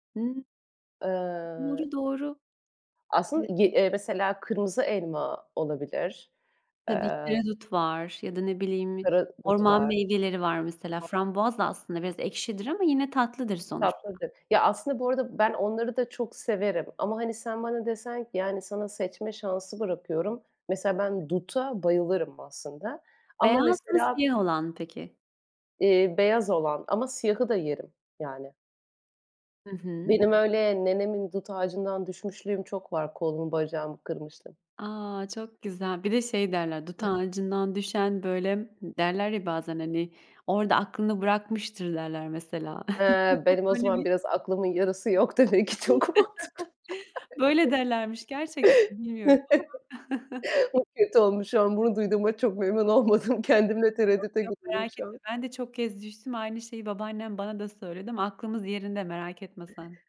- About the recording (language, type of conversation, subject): Turkish, unstructured, Yemekte tatlı mı yoksa tuzlu mu daha çok hoşunuza gider?
- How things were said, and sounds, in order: other background noise; tapping; chuckle; chuckle; chuckle; laughing while speaking: "ki çok mantıklı"; chuckle; chuckle; laughing while speaking: "olmadım"